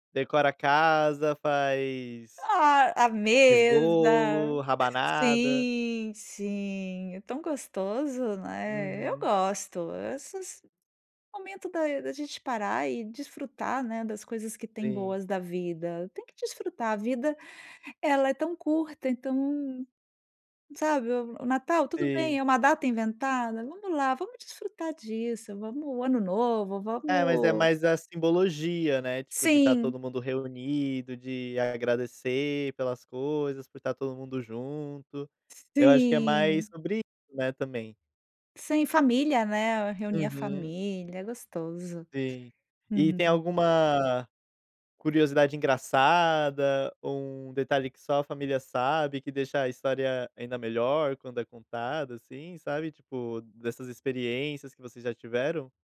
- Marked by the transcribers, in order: other background noise
- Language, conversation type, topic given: Portuguese, podcast, Me conta uma lembrança marcante da sua família?